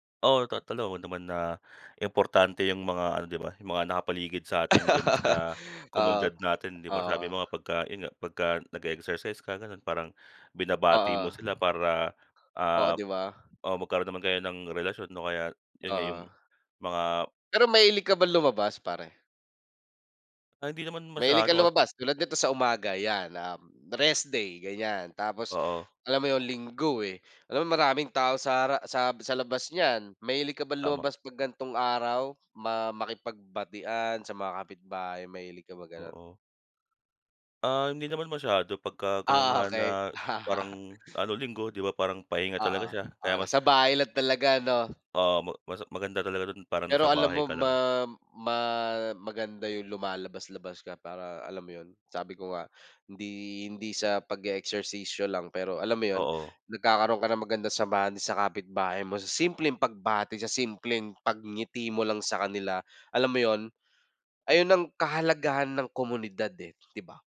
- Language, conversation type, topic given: Filipino, unstructured, Bakit mahalaga ang pagtutulungan sa isang komunidad?
- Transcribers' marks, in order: laugh; wind; chuckle